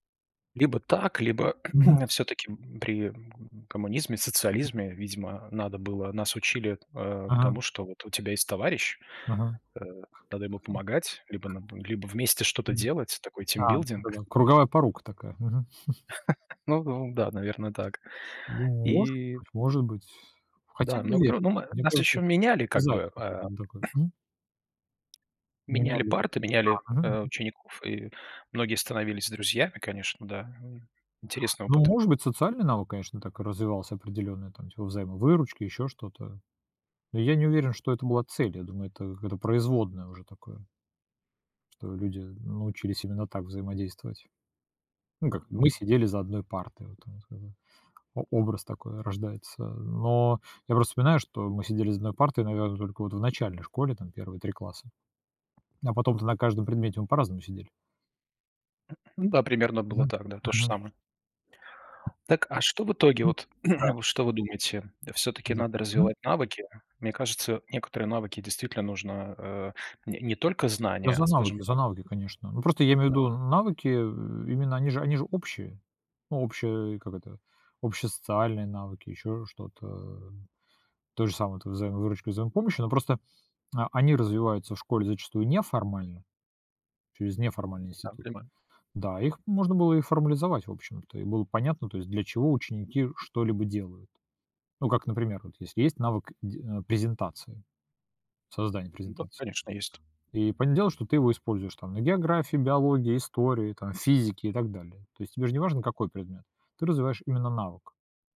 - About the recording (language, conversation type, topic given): Russian, unstructured, Что важнее в школе: знания или навыки?
- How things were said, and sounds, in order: throat clearing; tapping; other background noise; in English: "тимбилдинг"; chuckle; throat clearing; throat clearing; throat clearing; "понятное дело" said as "понедело"